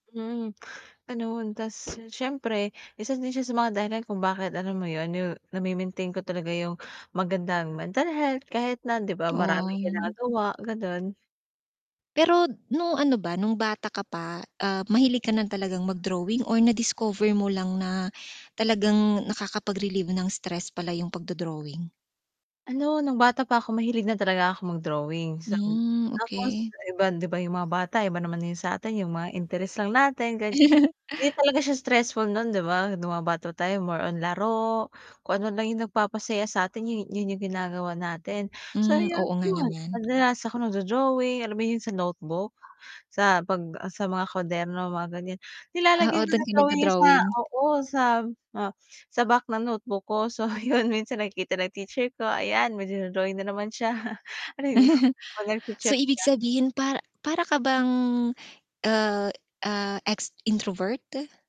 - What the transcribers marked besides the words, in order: other background noise; static; distorted speech; unintelligible speech; tapping; chuckle; laughing while speaking: "yun"; chuckle
- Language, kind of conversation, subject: Filipino, podcast, Ano ang paborito mong libangan, at bakit mo nasasabing sulit ang oras na inilalaan mo rito?